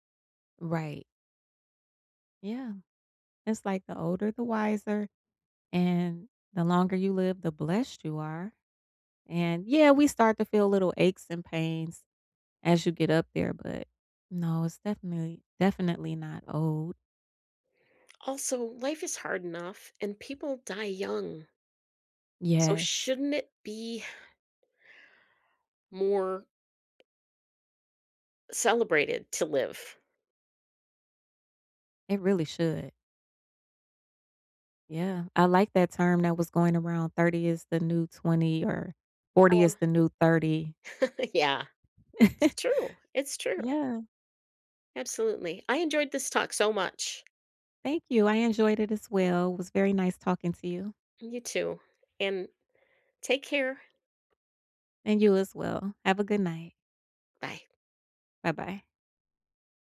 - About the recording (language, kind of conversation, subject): English, unstructured, How do you react when someone stereotypes you?
- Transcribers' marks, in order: chuckle; laughing while speaking: "Yeah"; laugh; tapping